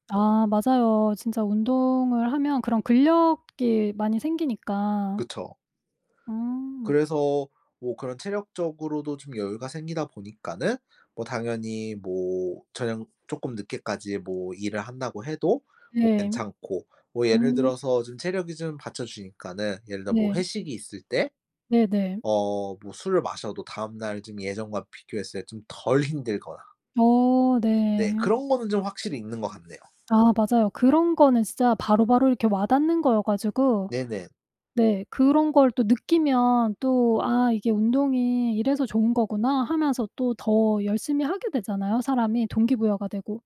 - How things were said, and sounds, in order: tapping; other background noise
- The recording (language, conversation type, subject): Korean, podcast, 작은 습관이 삶을 바꾼 적이 있나요?